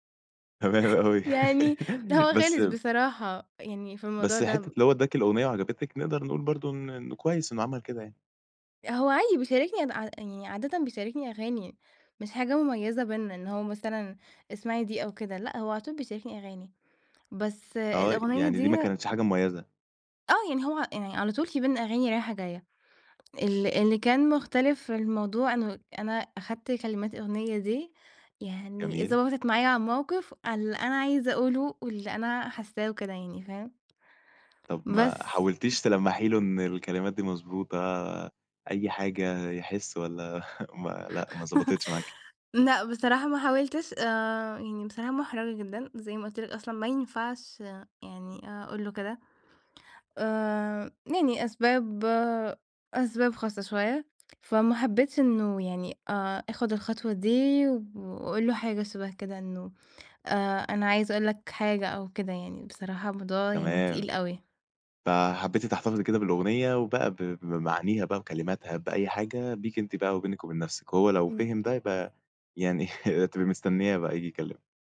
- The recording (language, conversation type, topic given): Arabic, podcast, أنهي أغنية بتحسّ إنها بتعبّر عنك أكتر؟
- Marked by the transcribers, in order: laughing while speaking: "تمام اوي"; laughing while speaking: "يعني هو غلس بصرا حة"; laugh; other background noise; tapping; chuckle; laugh; unintelligible speech; chuckle